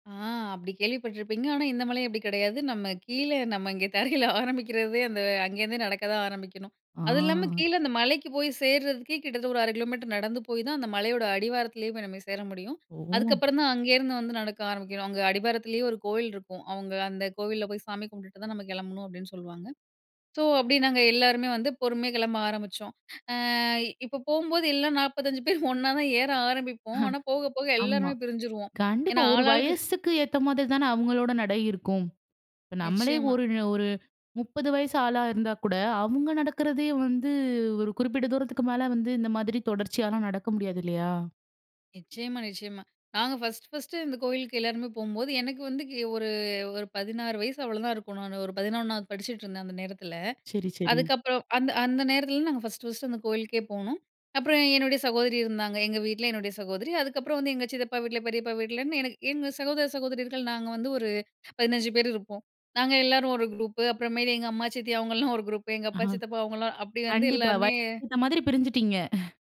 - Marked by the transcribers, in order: laughing while speaking: "இங்க தரையில ஆரம்பிக்கிறதே அந்த அங்கேருந்தே"; drawn out: "ஆ"; chuckle; chuckle
- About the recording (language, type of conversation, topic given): Tamil, podcast, ஒரு நினைவில் பதிந்த மலைநடை அனுபவத்தைப் பற்றி சொல்ல முடியுமா?